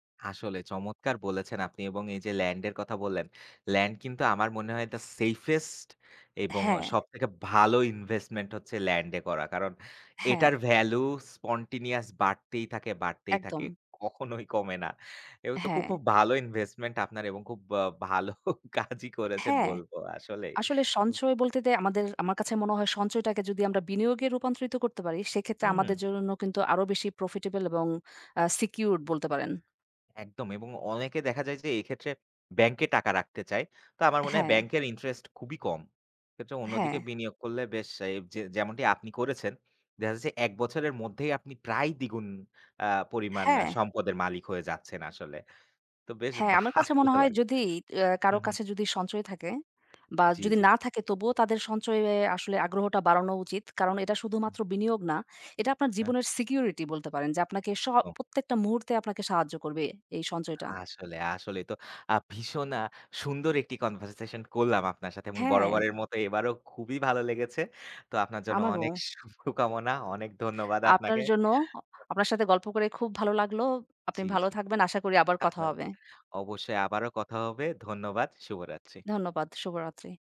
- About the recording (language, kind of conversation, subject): Bengali, unstructured, আপনি কেন মনে করেন টাকা সঞ্চয় করা গুরুত্বপূর্ণ?
- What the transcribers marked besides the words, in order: in English: "ল্যান্ড"; in English: "ল্যান্ড"; in English: "দ্যা সেফেস্ট"; in English: "ল্যান্ড"; in English: "spontaneous"; laughing while speaking: "কখনোই"; laughing while speaking: "ভালো কাজই"; in English: "প্রফিটেবল"; in English: "সিকিউরড"; laughing while speaking: "ভালো লাগলো"; in English: "কনভারসেশন"; tapping; laughing while speaking: "শুভকামনা"; unintelligible speech; chuckle